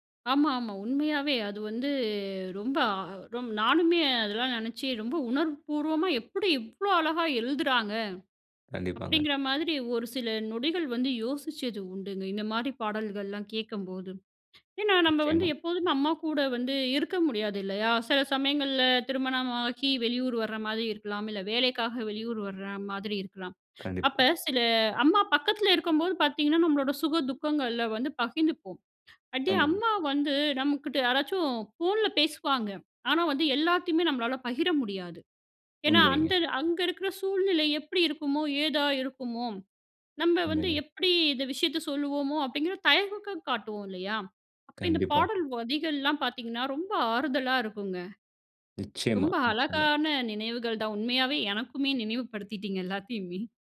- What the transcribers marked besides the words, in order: "வரிகள்லாம்" said as "வதிகள்லாம்"; chuckle
- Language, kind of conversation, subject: Tamil, podcast, ஒரு பாடல் உங்களுடைய நினைவுகளை எப்படித் தூண்டியது?